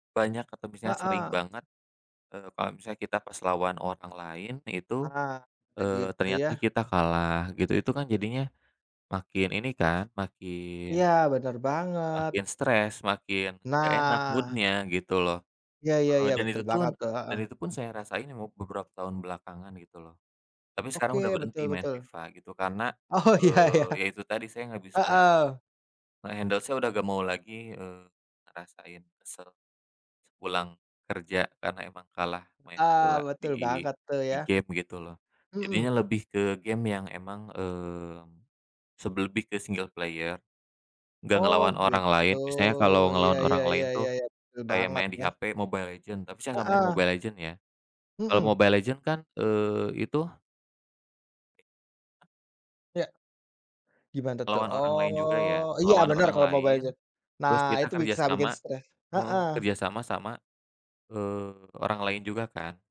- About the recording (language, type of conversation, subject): Indonesian, unstructured, Bagaimana hobimu membantumu melepas stres sehari-hari?
- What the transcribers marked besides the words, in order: tapping; in English: "mood-nya"; in English: "nge-handle"; in English: "player"; unintelligible speech; "bisa" said as "biksa"